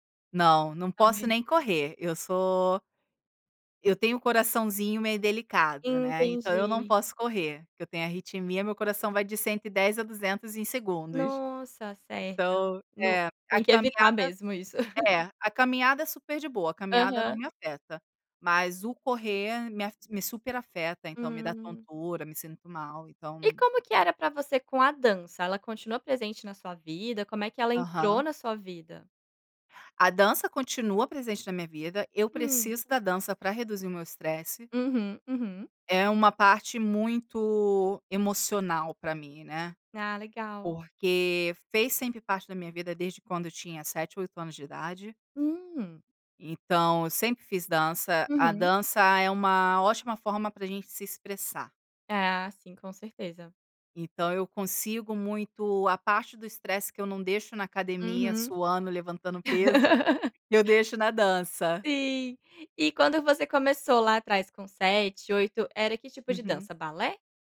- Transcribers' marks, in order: giggle; laugh
- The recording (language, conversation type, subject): Portuguese, podcast, Qual é uma prática simples que ajuda você a reduzir o estresse?